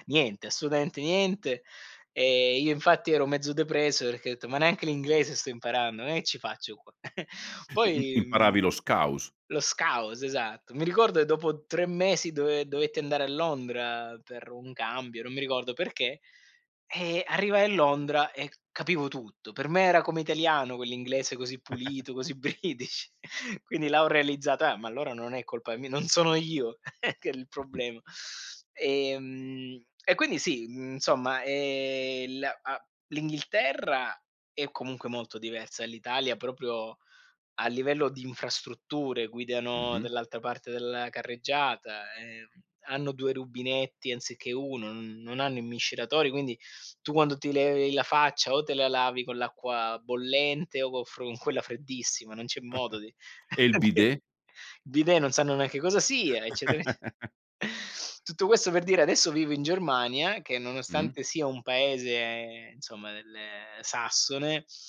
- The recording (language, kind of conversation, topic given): Italian, podcast, Che consigli daresti a chi vuole cominciare oggi?
- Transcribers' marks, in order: in English: "scouse"; chuckle; in English: "scouse"; chuckle; laughing while speaking: "British"; chuckle; snort; chuckle; laugh